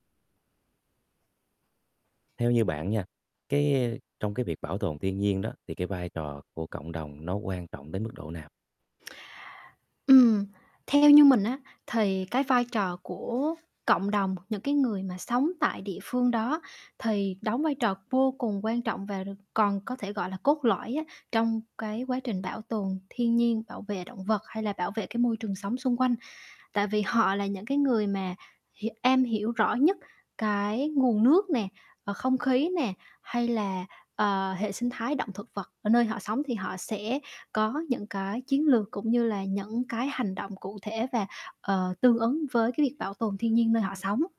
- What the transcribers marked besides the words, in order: tapping; distorted speech; other background noise
- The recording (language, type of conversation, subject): Vietnamese, podcast, Bạn nghĩ thế nào về vai trò của cộng đồng trong việc bảo tồn thiên nhiên?